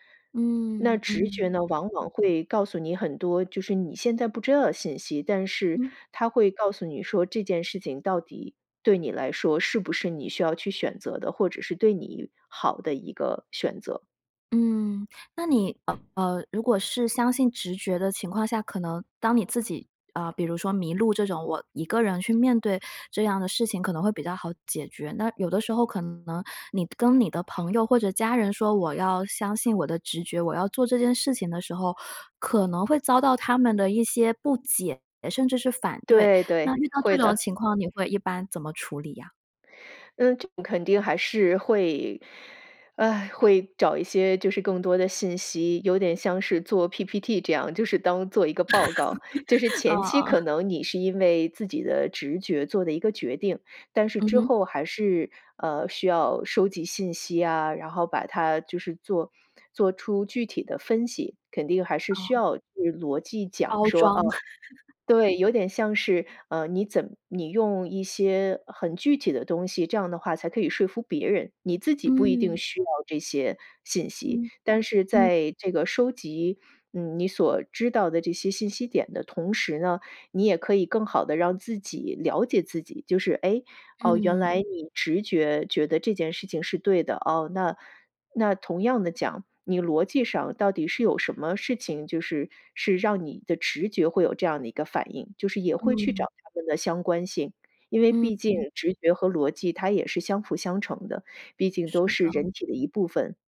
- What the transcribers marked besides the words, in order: tapping; sigh; laugh; laughing while speaking: "哦，哦"; laugh; other background noise
- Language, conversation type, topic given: Chinese, podcast, 当直觉与逻辑发生冲突时，你会如何做出选择？